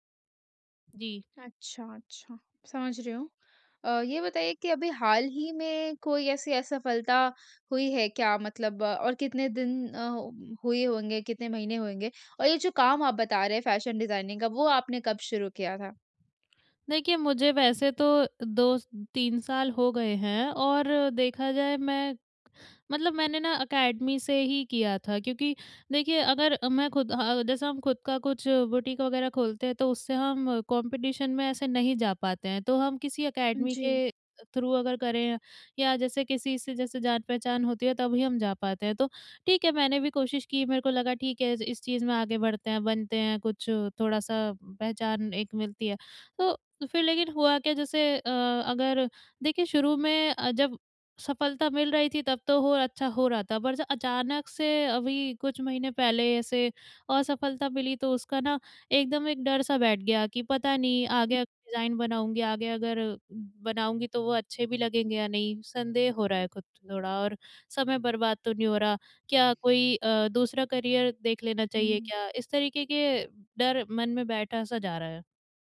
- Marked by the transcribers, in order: in English: "फ़ैशन डिज़ाइनिंग"; in English: "बुटीक"; in English: "कॉम्पिटिशन"; in English: "थ्रू"; in English: "डिज़ाइन"; in English: "करियर"
- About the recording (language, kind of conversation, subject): Hindi, advice, असफलता का डर और आत्म-संदेह